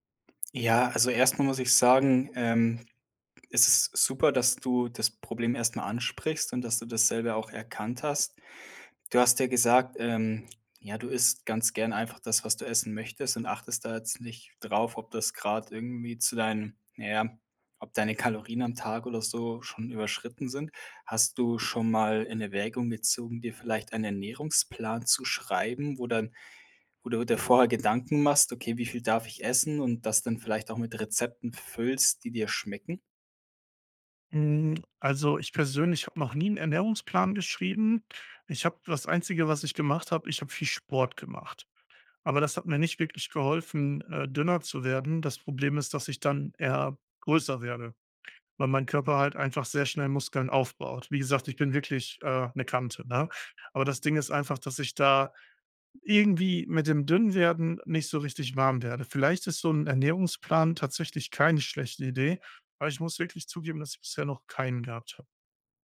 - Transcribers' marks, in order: trusting: "ist es super, dass du … auch erkannt hast"; stressed: "irgendwie"
- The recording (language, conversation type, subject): German, advice, Wie würdest du deine Essgewohnheiten beschreiben, wenn du unregelmäßig isst und häufig zu viel oder zu wenig Nahrung zu dir nimmst?